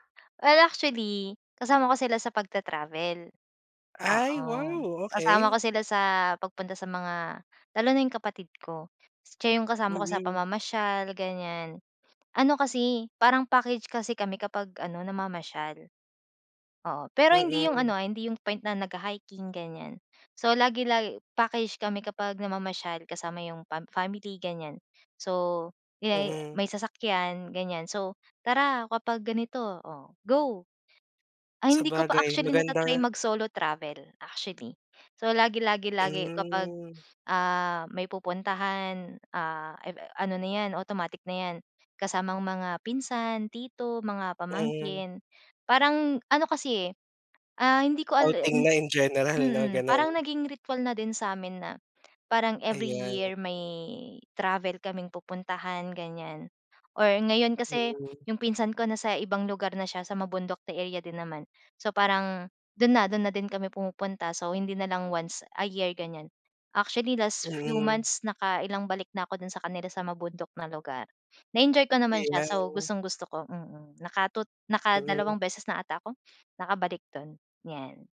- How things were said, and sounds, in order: sniff; sniff
- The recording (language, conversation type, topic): Filipino, podcast, Mas gusto mo ba ang bundok o ang dagat, at bakit?
- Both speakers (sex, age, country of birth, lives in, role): female, 25-29, Philippines, Philippines, guest; male, 25-29, Philippines, Philippines, host